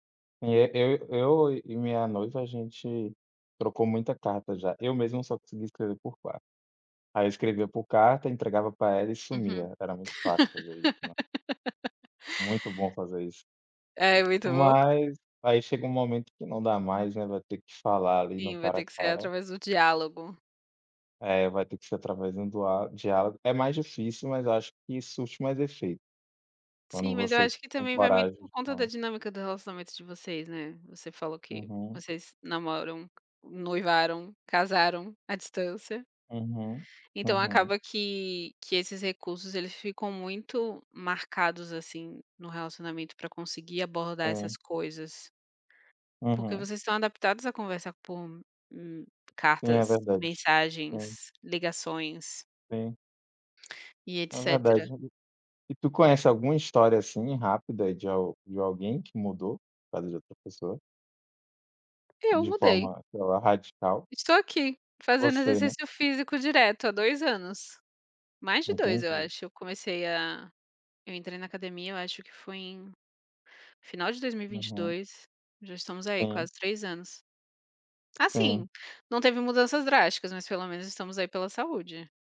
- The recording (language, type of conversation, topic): Portuguese, unstructured, É justo esperar que outra pessoa mude por você?
- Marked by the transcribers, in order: laugh; tapping; unintelligible speech